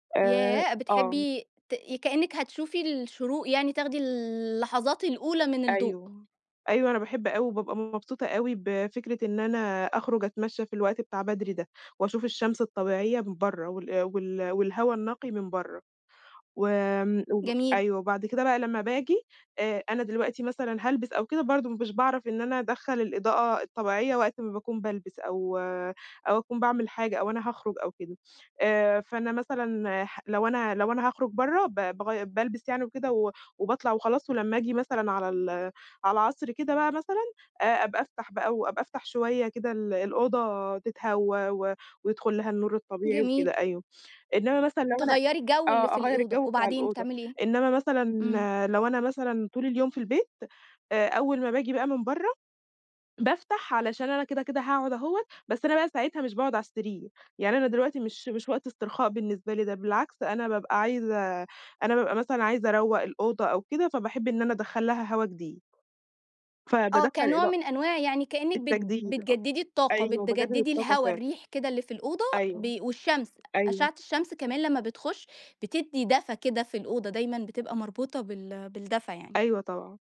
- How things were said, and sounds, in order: other noise; tapping
- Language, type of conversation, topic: Arabic, podcast, بتحبي الإضاءة تبقى عاملة إزاي في البيت؟